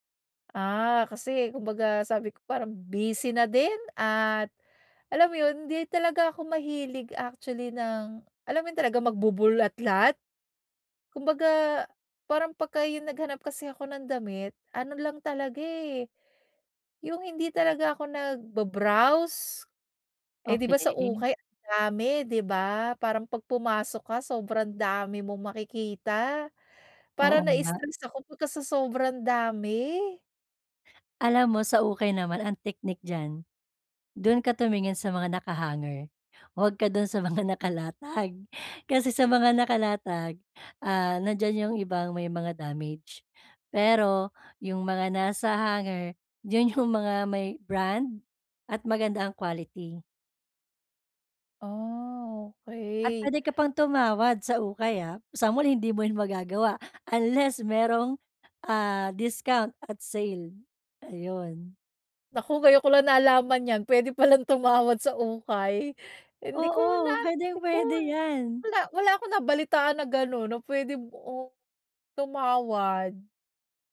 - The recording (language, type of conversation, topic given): Filipino, advice, Paano ako makakapamili ng damit na may estilo nang hindi lumalampas sa badyet?
- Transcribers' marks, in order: laughing while speaking: "sa mga nakalatag"; laughing while speaking: "yung"; laughing while speaking: "pa lang"; laughing while speaking: "puwedeng puwede yan!"